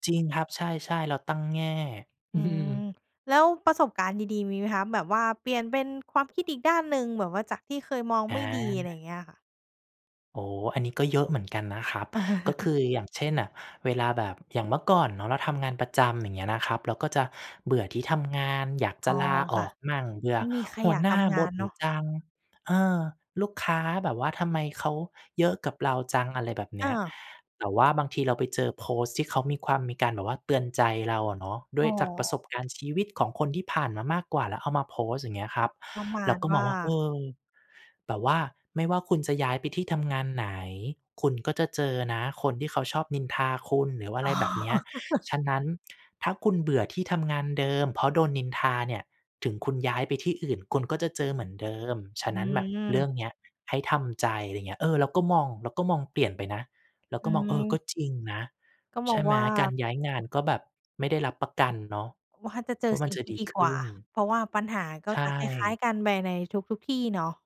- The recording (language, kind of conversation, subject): Thai, podcast, คุณคิดว่าโซเชียลมีเดียเปลี่ยนวิธีคิดของเรายังไง?
- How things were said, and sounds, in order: chuckle; chuckle